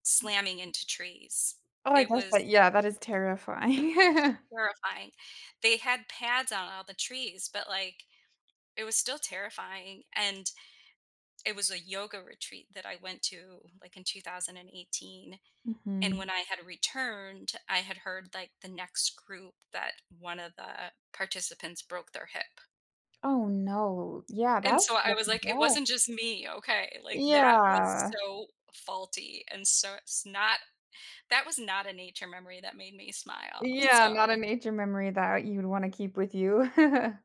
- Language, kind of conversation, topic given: English, unstructured, How do special moments in nature shape your happiest memories?
- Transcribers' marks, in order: other background noise; tapping; laughing while speaking: "terrifying"; chuckle; chuckle